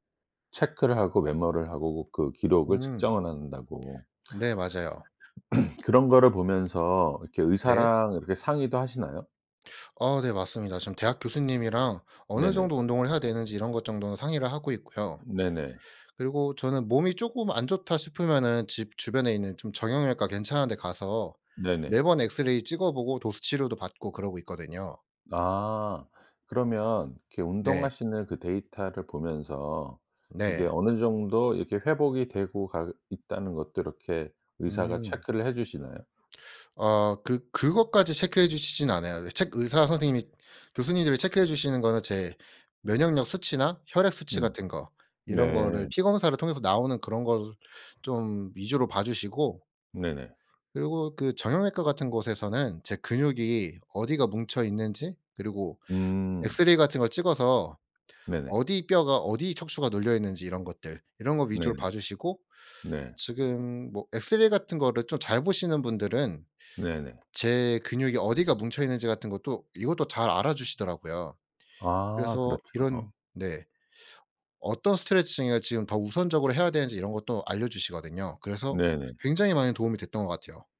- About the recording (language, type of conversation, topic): Korean, podcast, 회복 중 운동은 어떤 식으로 시작하는 게 좋을까요?
- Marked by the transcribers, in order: tapping; throat clearing; other background noise